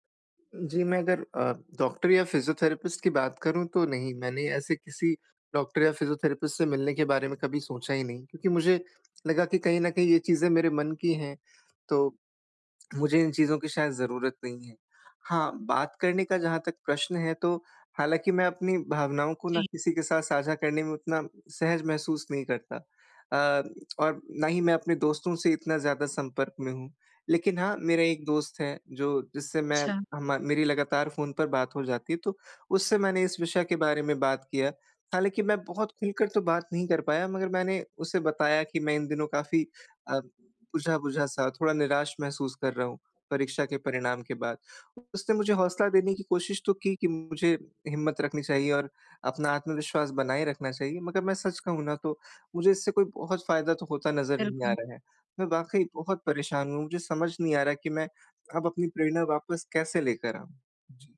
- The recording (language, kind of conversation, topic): Hindi, advice, चोट के बाद मैं खुद को मानसिक रूप से कैसे मजबूत और प्रेरित रख सकता/सकती हूँ?
- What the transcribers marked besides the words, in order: tapping